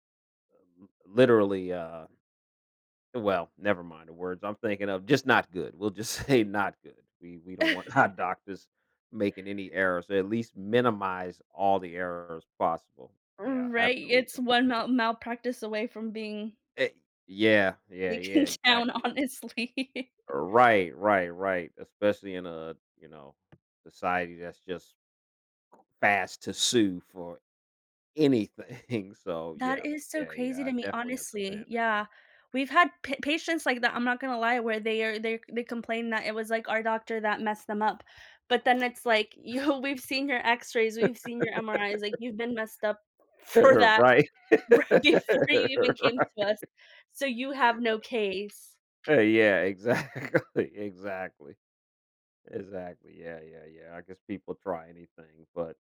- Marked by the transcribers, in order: laughing while speaking: "say"; chuckle; laughing while speaking: "our"; other background noise; laughing while speaking: "taken down, honestly"; tapping; laughing while speaking: "anything"; chuckle; laughing while speaking: "You"; laugh; laughing while speaking: "Right. Right"; laughing while speaking: "for that right before you even came"; laughing while speaking: "Exactly"
- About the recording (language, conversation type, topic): English, unstructured, How do you adapt when unexpected challenges come up in your day?
- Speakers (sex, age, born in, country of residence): female, 30-34, Mexico, United States; male, 55-59, United States, United States